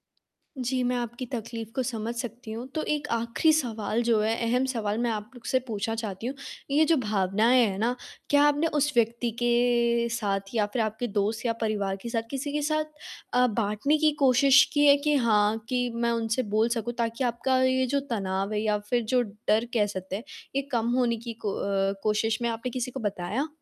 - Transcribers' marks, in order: tapping
- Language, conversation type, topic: Hindi, advice, आपको बदला लेने की इच्छा कब और क्यों होती है, और आप उसे नियंत्रित करने की कोशिश कैसे करते हैं?
- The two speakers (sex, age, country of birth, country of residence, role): female, 18-19, India, India, advisor; female, 20-24, India, India, user